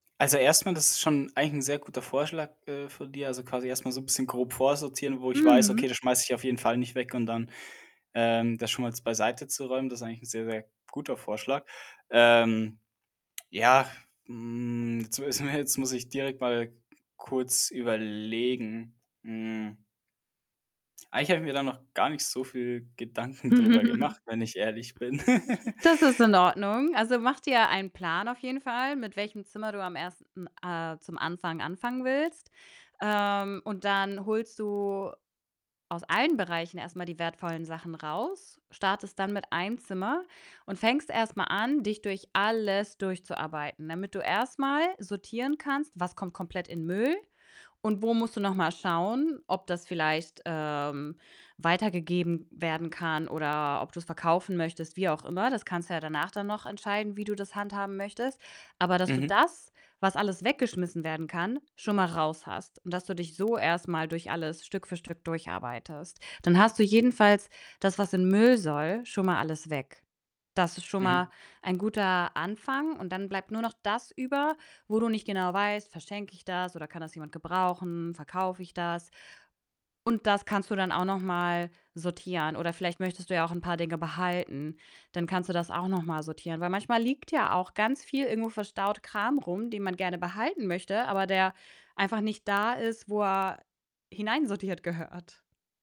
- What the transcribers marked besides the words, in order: distorted speech; other background noise; laughing while speaking: "jetzt muss ich"; chuckle; laughing while speaking: "Gedanken"; chuckle; stressed: "alles"; laughing while speaking: "hineinsortiert gehört"
- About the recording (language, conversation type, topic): German, advice, Meine Wohnung ist voller Sachen – wo fange ich am besten mit dem Ausmisten an?